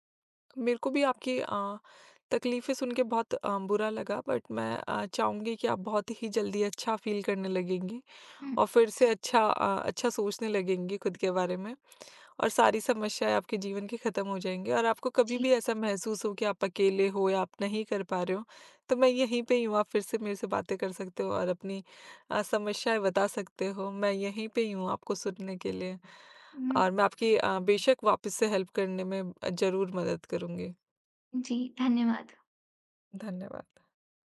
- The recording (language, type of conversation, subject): Hindi, advice, सोशल मीडिया पर दूसरों से तुलना करने के कारण आपको अपनी काबिलियत पर शक क्यों होने लगता है?
- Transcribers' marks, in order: in English: "बट"; in English: "फील"; in English: "हेल्प"